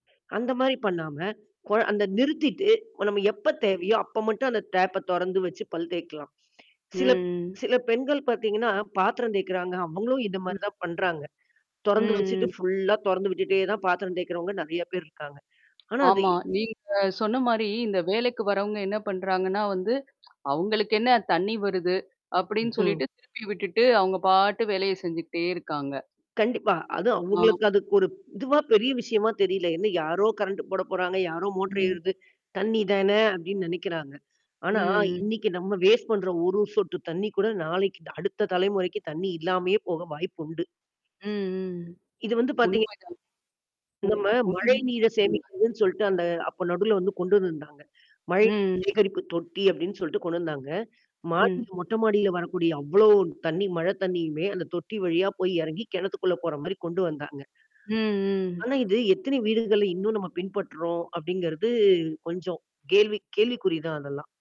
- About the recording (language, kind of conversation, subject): Tamil, podcast, தண்ணீர் சேமிப்பை அதிகரிக்க எளிமையான வழிகள் என்னென்ன?
- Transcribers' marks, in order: mechanical hum; static; distorted speech; tapping; other noise; other background noise; unintelligible speech; unintelligible speech